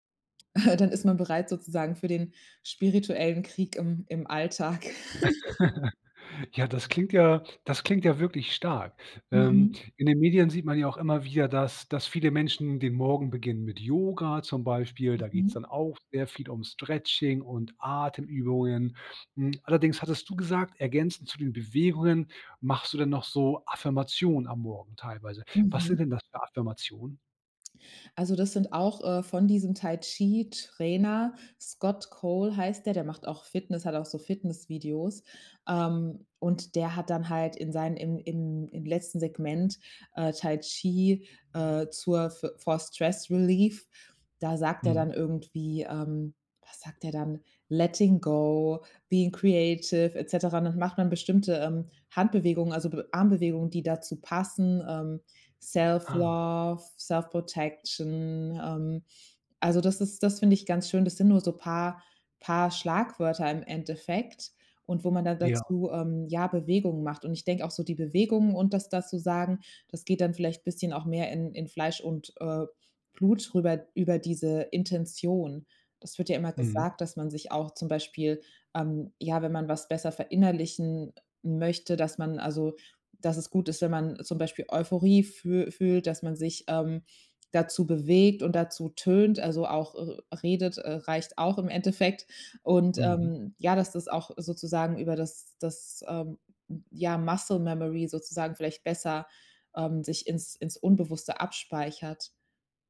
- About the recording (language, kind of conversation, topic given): German, podcast, Wie integrierst du Bewegung in einen vollen Arbeitstag?
- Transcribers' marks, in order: chuckle; laugh; in English: "fo for Stress Relief"; in English: "Letting go, being creative"; in English: "self love, self protection"; in English: "Muscle Memory"